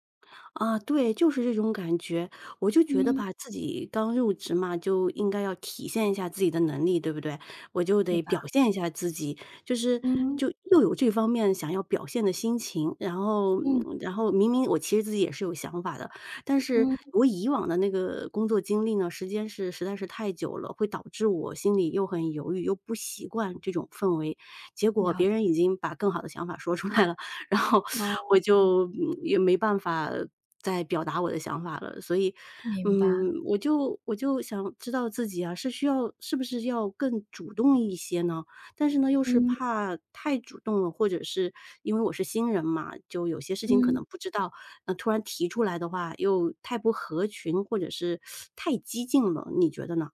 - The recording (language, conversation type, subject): Chinese, advice, 你是如何适应并化解不同职场文化带来的冲突的？
- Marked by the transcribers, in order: tapping; laughing while speaking: "出来了，然后"; teeth sucking